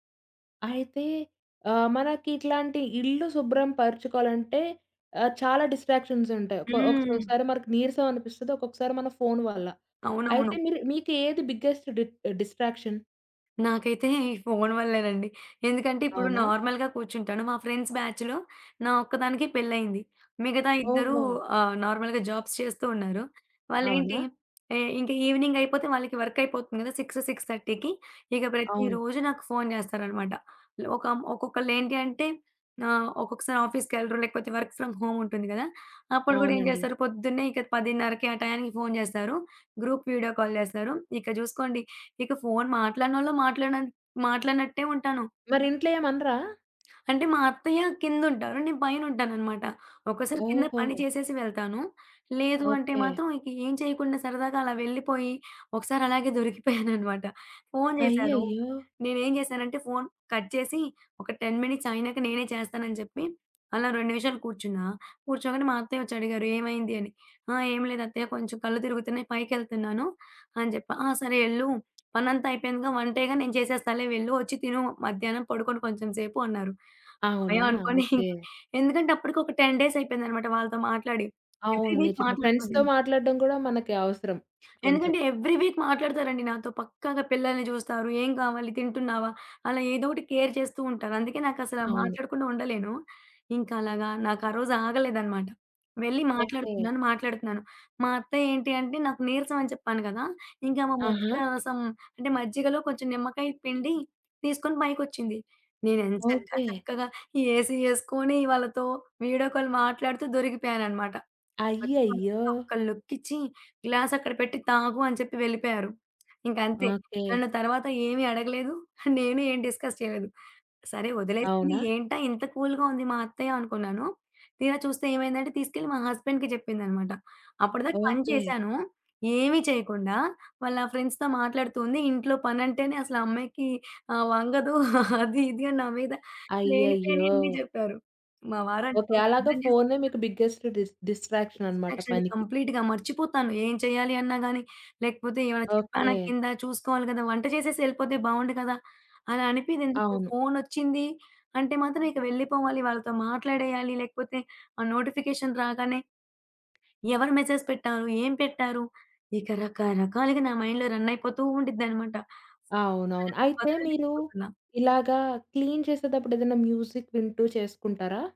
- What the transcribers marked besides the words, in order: in English: "డిస్ట్రాక్షన్స్"; "మనకు" said as "మరకు"; in English: "బిగ్గెస్ట్ డిట్ డిస్ట్రాక్షన్?"; in English: "నార్మల్‌గా"; in English: "ఫ్రెండ్స్ బ్యాచ్‌లో"; in English: "నార్మల్‌గా జాబ్స్"; tapping; in English: "ఈవినింగ్"; in English: "ఆఫీస్‌కెళ్ళరు"; in English: "వర్క్ ఫ్రమ్ హోమ్"; background speech; in English: "గ్రూప్ వీడియో కాల్"; other background noise; laughing while speaking: "దొరికిపోయాననమాట"; in English: "కట్"; in English: "టెన్ మినిట్స్"; giggle; in English: "టెన్ డేస్"; in English: "ఎవ్రి వీక్"; in English: "ఫ్రెండ్స్‌తో"; in English: "ఎవ్రీ వీక్"; in English: "కేర్"; in English: "ఏసీ"; in English: "వీడియో కాల్"; giggle; in English: "డిస్కస్"; in English: "కూల్‌గా"; in English: "హస్బండ్‌కి"; in English: "ఫ్రెండ్స్‌తో"; giggle; in English: "బిగ్గెస్ట్ డిస్ డిస్ట్రాక్షన్"; in English: "డిస్ట్రాక్షన్"; in English: "కంప్లీట్‌గా"; in English: "నోటిఫికేషన్"; in English: "మెసేజ్"; in English: "మైండ్‌లో రన్"; in English: "క్లీన్"; in English: "మ్యూజిక్"
- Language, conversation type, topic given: Telugu, podcast, 10 నిమిషాల్లో రోజూ ఇల్లు సర్దేసేందుకు మీ చిట్కా ఏమిటి?